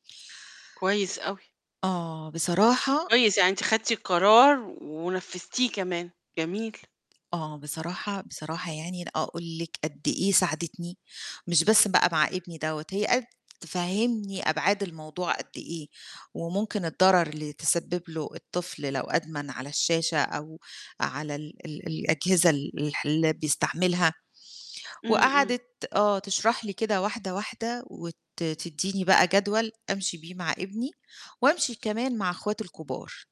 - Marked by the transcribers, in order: static; tapping
- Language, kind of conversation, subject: Arabic, podcast, إزاي بتحط حدود لاستخدام التكنولوجيا عند ولادك؟